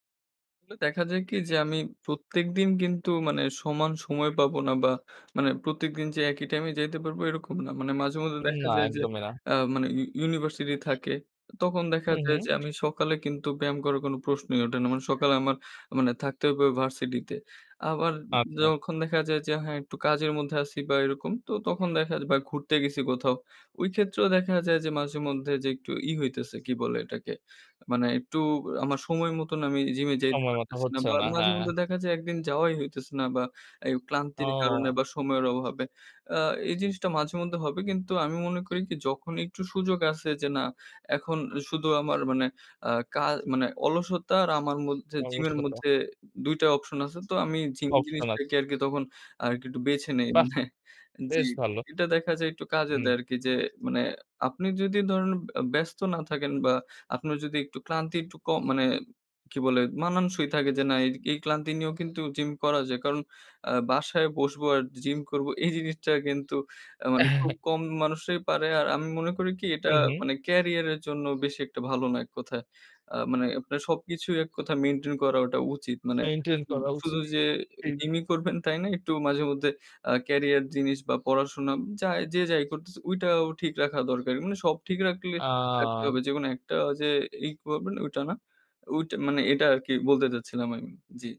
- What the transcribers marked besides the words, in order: other background noise; tapping; laughing while speaking: "মানে"; scoff; chuckle
- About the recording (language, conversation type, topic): Bengali, podcast, আপনি কীভাবে নিয়মিত হাঁটা বা ব্যায়াম চালিয়ে যান?